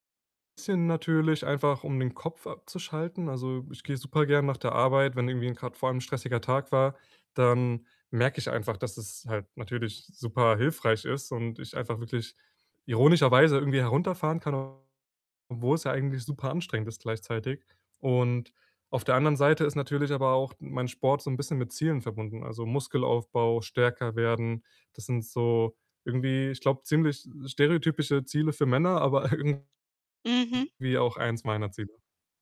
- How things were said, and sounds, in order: distorted speech; laughing while speaking: "aber"
- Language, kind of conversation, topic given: German, advice, Wie erlebst du Schuldgefühle nach einem Schummeltag oder nach einem Essen zum Wohlfühlen?